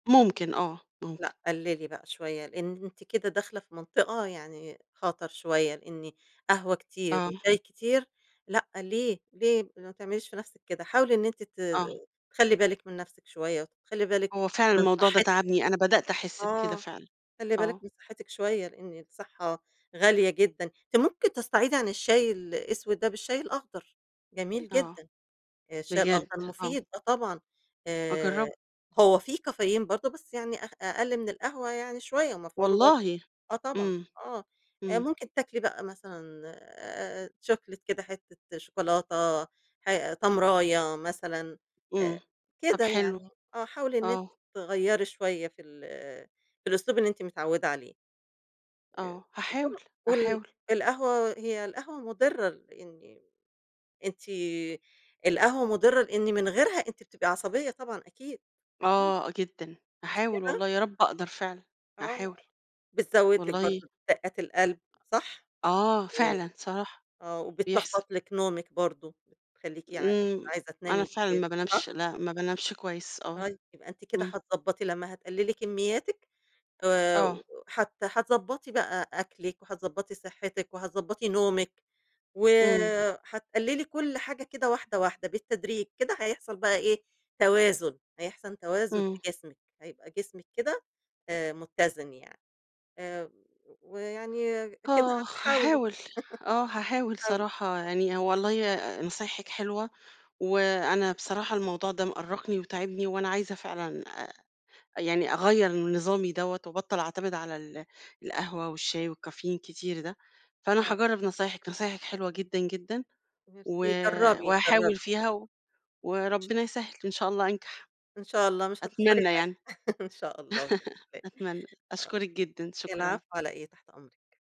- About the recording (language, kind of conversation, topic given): Arabic, advice, إزاي بتعتمد على المنبهات زي القهوة علشان تتغلب على التعب؟
- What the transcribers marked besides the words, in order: tapping; other background noise; in English: "chocolate"; unintelligible speech; chuckle; other noise; laugh; unintelligible speech